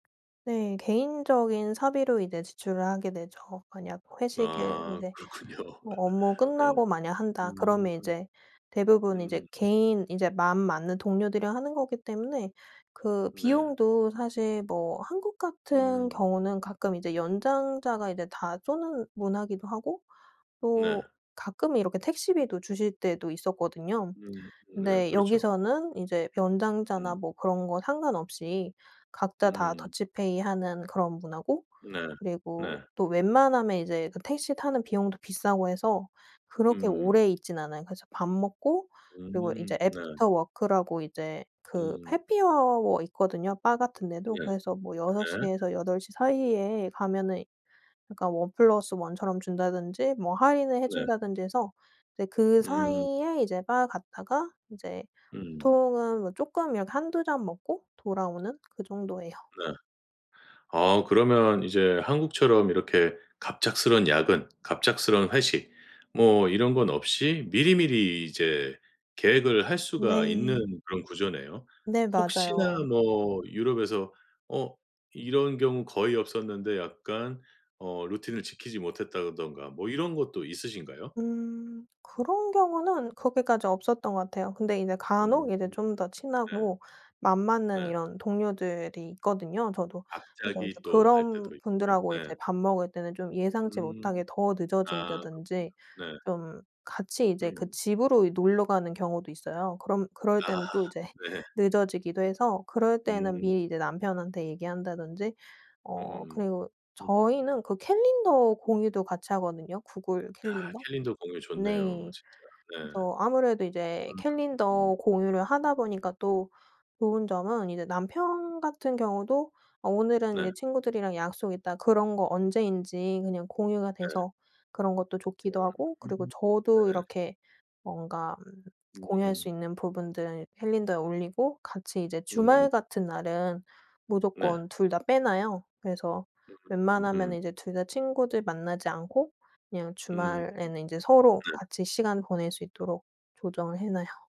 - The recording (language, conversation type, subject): Korean, podcast, 업무 때문에 가족 시간을 어떻게 지키시나요?
- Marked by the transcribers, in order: laughing while speaking: "그렇군요"; in English: "애프터 워크라고"; in English: "해피아워"; other background noise; laughing while speaking: "이제"